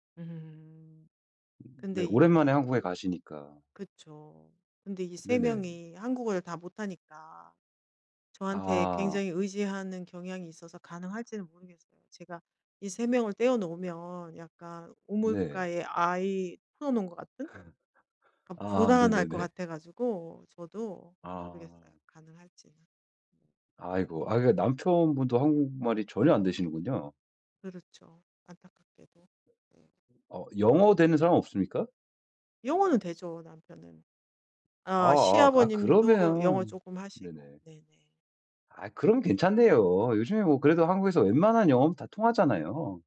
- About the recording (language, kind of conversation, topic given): Korean, advice, 여행 준비를 할 때 스트레스를 줄이려면 어떤 방법이 좋을까요?
- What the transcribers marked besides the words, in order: tapping; laugh; laughing while speaking: "네네네"